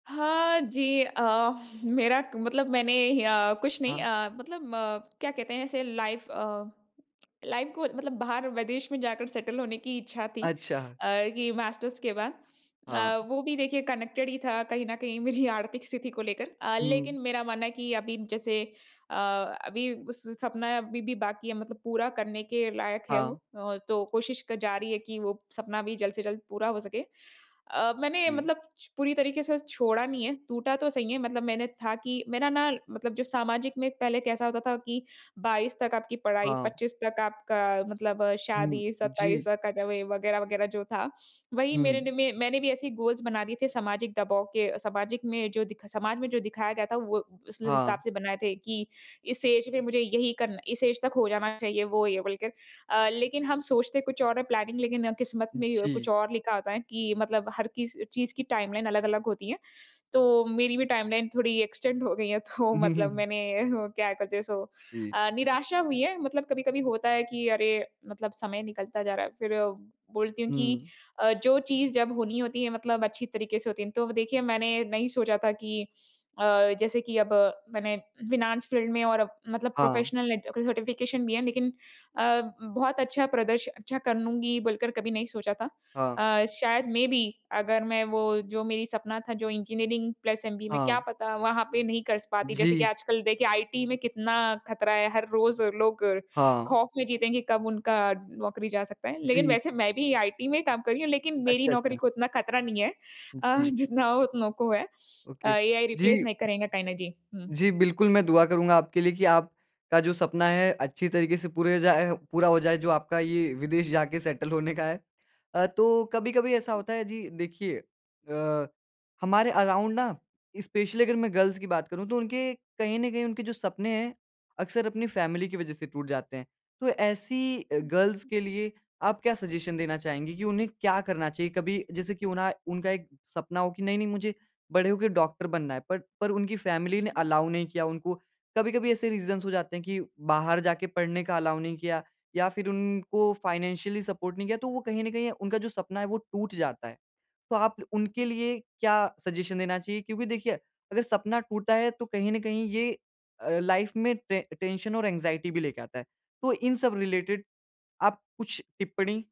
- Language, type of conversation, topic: Hindi, podcast, जब कोई सपना टूट जाता है, तो आप खुद को फिर से कैसे संभालते हैं?
- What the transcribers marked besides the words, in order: chuckle; in English: "लाइफ़"; in English: "लाइफ़"; in English: "सेटल"; in English: "कनेक्टेड"; in English: "गोल्स"; in English: "एज"; in English: "एज"; in English: "प्लानिंग"; in English: "टाइमलाइन"; in English: "टाइमलाइन"; in English: "एक्सटेंड"; laughing while speaking: "तो मतलब मैंने वो"; chuckle; in English: "सो"; in English: "फ़ाइनेंस फ़ील्ड"; in English: "प्रोफ़ेशनलैट सर्टिफ़िकेशन"; in English: "मे बी"; in English: "प्लस"; laughing while speaking: "अ, जितना हो उतनों को है"; in English: "रिप्लेस"; in English: "ओके"; in English: "सेटल"; in English: "अराउंड"; in English: "स्पेशली"; in English: "गर्ल्स"; in English: "फैमिली"; in English: "गर्ल्स"; in English: "सजेशन"; in English: "फैमली"; in English: "अलाओ"; in English: "रीजन्स"; in English: "अलाउ"; in English: "फ़ाइनेंशियली सपोर्ट"; in English: "सजेशन"; in English: "लाइफ़"; in English: "टें टेंशन"; in English: "एंज़ाइटी"; in English: "रिलेटिड"